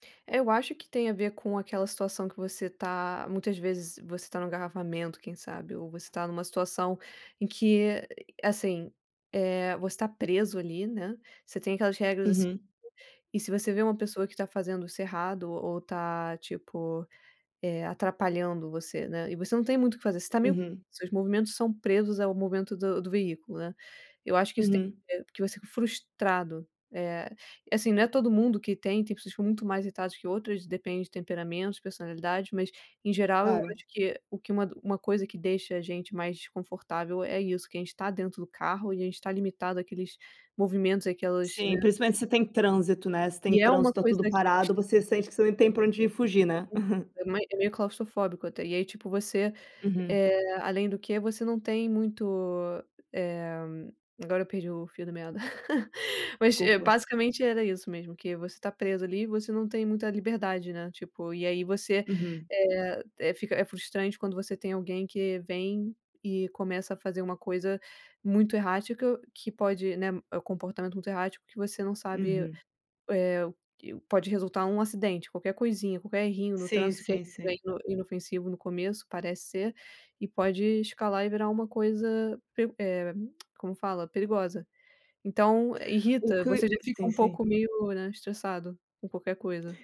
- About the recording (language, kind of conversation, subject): Portuguese, unstructured, O que mais te irrita no comportamento das pessoas no trânsito?
- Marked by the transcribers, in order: other background noise; tapping; giggle; tongue click; giggle; tongue click